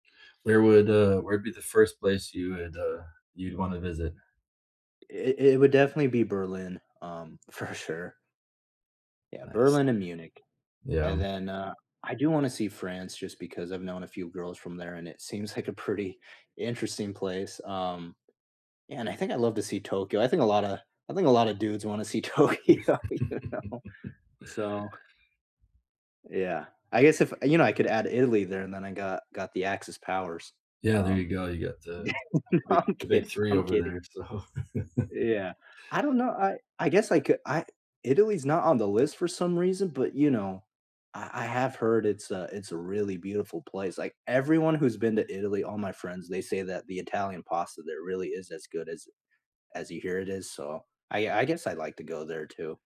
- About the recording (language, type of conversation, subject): English, unstructured, Which cultural moments—festivals, meals, or everyday customs—reshaped how you see a place, and why?
- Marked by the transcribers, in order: laughing while speaking: "for"; laughing while speaking: "like a pretty"; chuckle; laughing while speaking: "Tokyo, you know"; laughing while speaking: "yeah, no, I'm kidding, I'm kidding"; chuckle; tapping